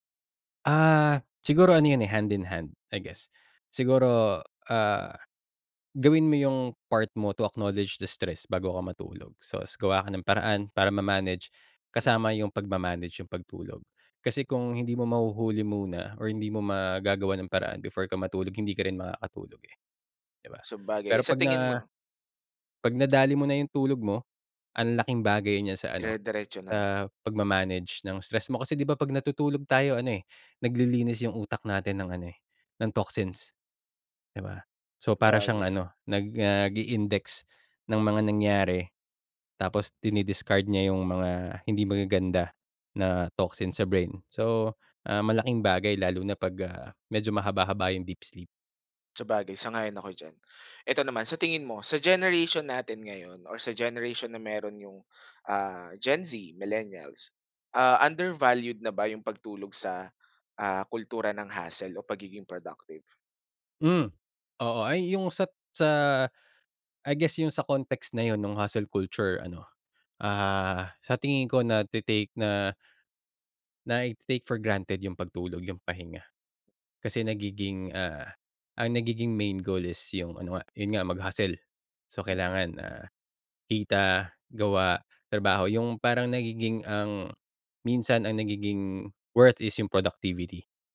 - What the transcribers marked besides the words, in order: in English: "to acknowledge the stress"; tapping; in English: "nag-i-index"; in English: "dini-discard"; in English: "undervalued"; in English: "hustle"; in English: "context"; in English: "hustle culture"; in English: "mag-hustle"
- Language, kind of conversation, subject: Filipino, podcast, Ano ang papel ng pagtulog sa pamamahala ng stress mo?